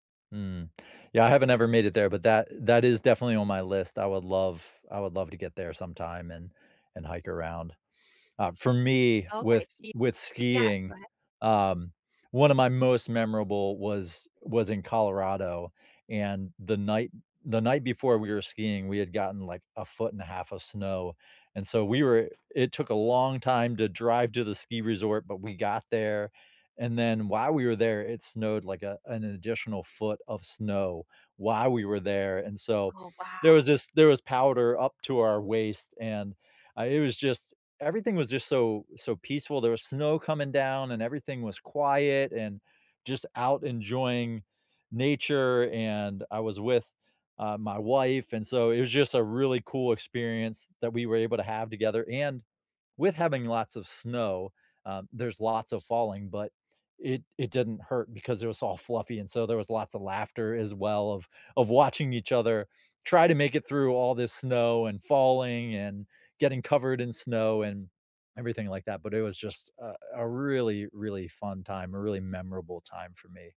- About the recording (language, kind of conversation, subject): English, unstructured, What is your favorite outdoor activity to do with friends?
- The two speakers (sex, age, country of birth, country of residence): female, 40-44, United States, United States; male, 45-49, United States, United States
- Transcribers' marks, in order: tapping